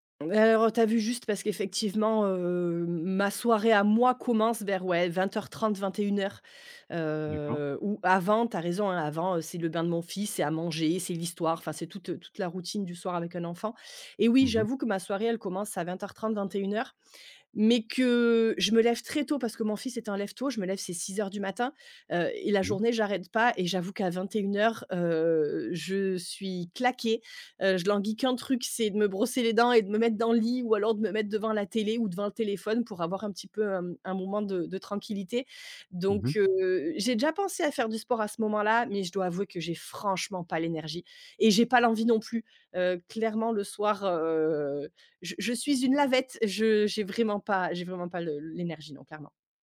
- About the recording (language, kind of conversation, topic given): French, advice, Comment faire pour trouver du temps pour moi et pour mes loisirs ?
- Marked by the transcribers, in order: drawn out: "hem"